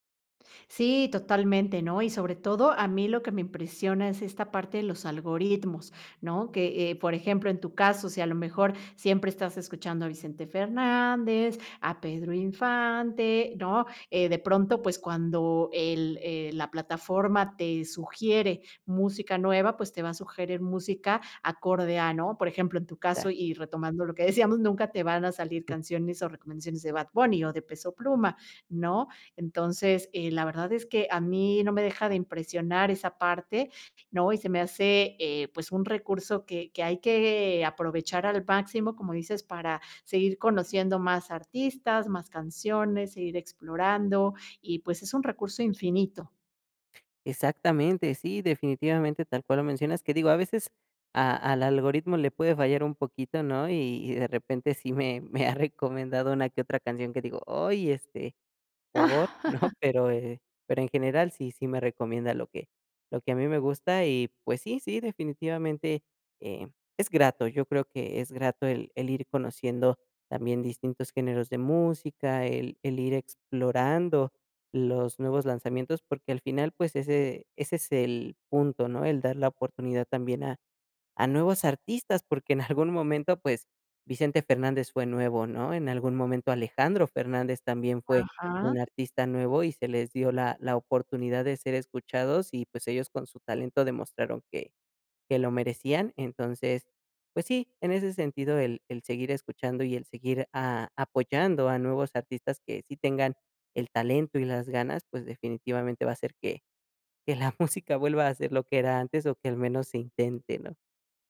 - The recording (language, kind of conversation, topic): Spanish, podcast, ¿Qué canción te conecta con tu cultura?
- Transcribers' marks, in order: unintelligible speech; laughing while speaking: "que decíamos"; unintelligible speech; other background noise; laughing while speaking: "me me ha recomendado"; laugh; laughing while speaking: "¿no?"; laughing while speaking: "en algún"; laughing while speaking: "que la música"